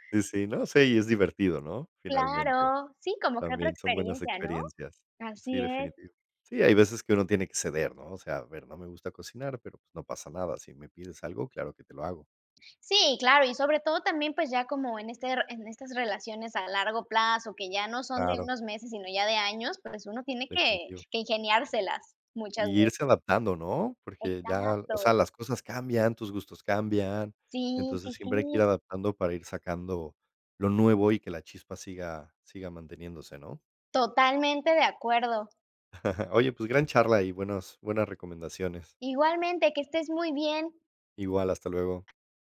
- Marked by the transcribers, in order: tapping; chuckle
- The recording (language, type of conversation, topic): Spanish, unstructured, ¿Cómo mantener la chispa en una relación a largo plazo?